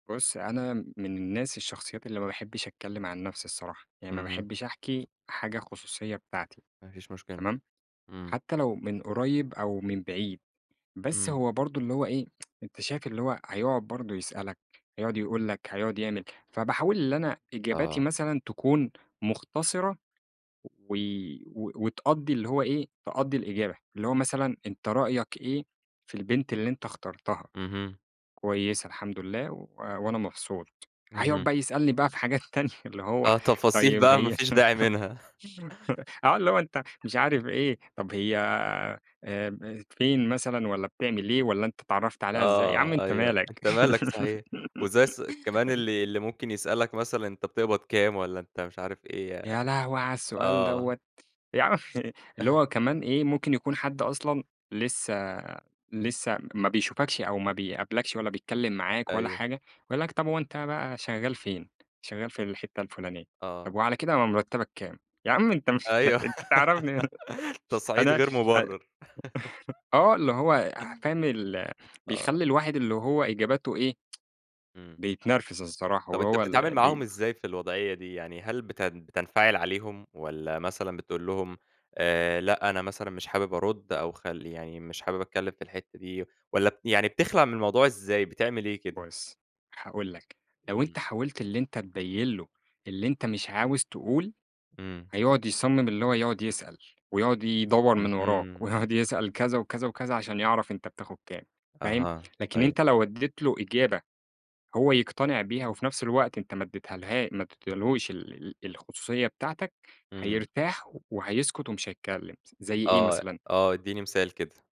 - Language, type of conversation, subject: Arabic, podcast, إزاي بتتعامل مع الأسئلة الشخصية المحرجة؟
- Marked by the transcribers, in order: tsk; tapping; laughing while speaking: "تانية"; chuckle; giggle; unintelligible speech; laughing while speaking: "يا عمّي!"; chuckle; laugh; chuckle; unintelligible speech; tsk; other background noise; laughing while speaking: "ويقعد"